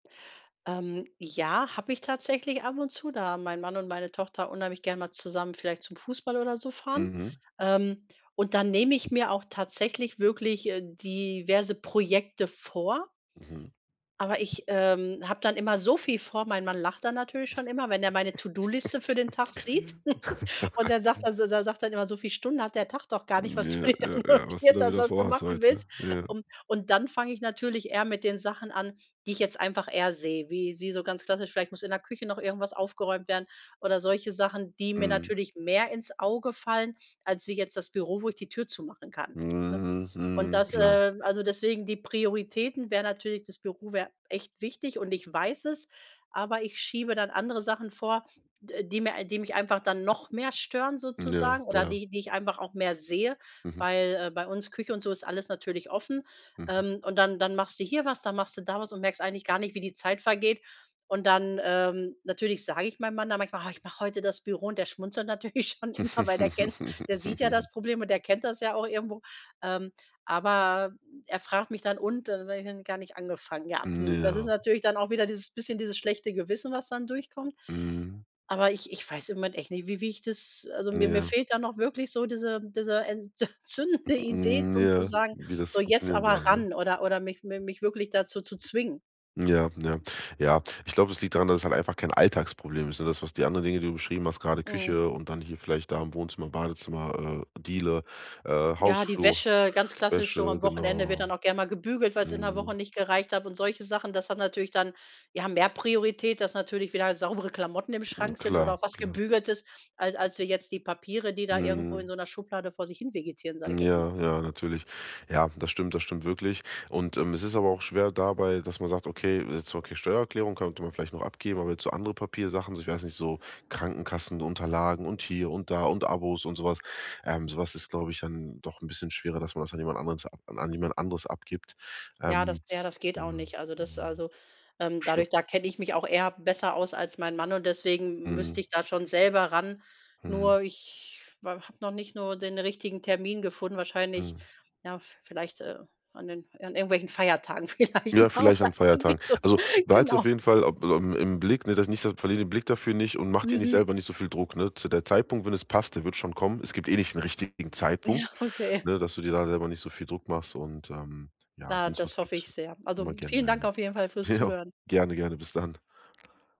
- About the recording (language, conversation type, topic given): German, advice, Wie kann ich herausfinden, welche Aufgaben aktuell Priorität haben?
- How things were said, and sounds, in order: chuckle; giggle; laughing while speaking: "was du dir da notiert hast, was du machen willst"; other background noise; laughing while speaking: "natürlich schon immer"; chuckle; laughing while speaking: "zündende Idee"; tapping; laughing while speaking: "vielleicht. Genau"; unintelligible speech; laughing while speaking: "Ja, okay"; laughing while speaking: "Ja"